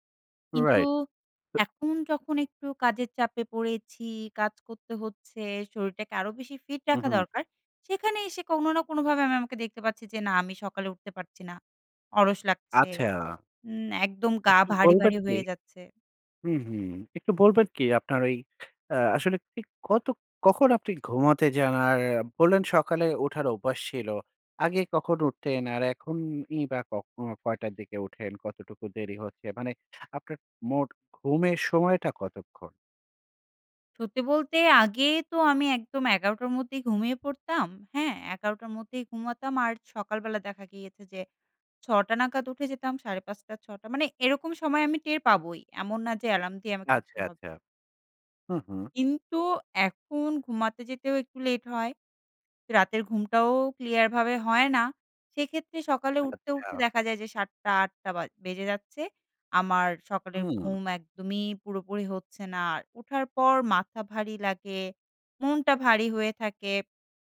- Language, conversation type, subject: Bengali, advice, সকালে ওঠার রুটিন বজায় রাখতে অনুপ্রেরণা নেই
- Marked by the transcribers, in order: none